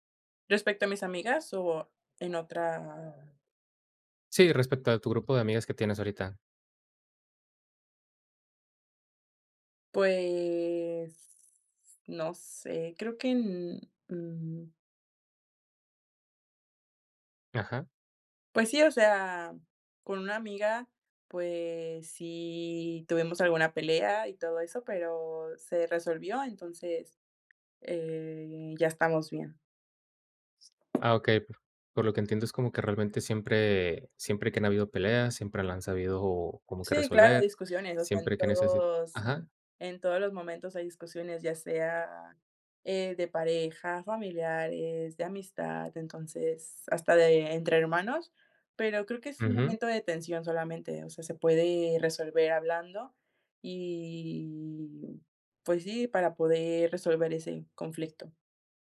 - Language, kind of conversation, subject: Spanish, podcast, ¿Puedes contarme sobre una amistad que cambió tu vida?
- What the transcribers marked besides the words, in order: other background noise